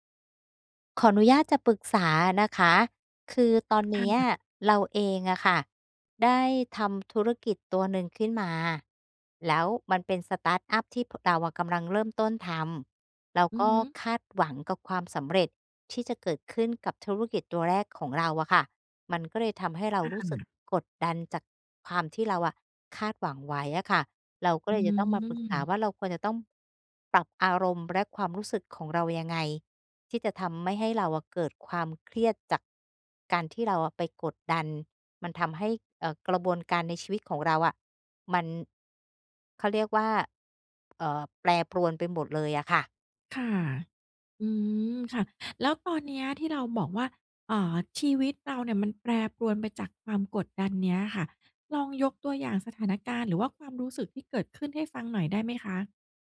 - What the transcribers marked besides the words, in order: none
- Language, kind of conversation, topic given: Thai, advice, คุณรับมือกับความกดดันจากความคาดหวังของคนรอบข้างจนกลัวจะล้มเหลวอย่างไร?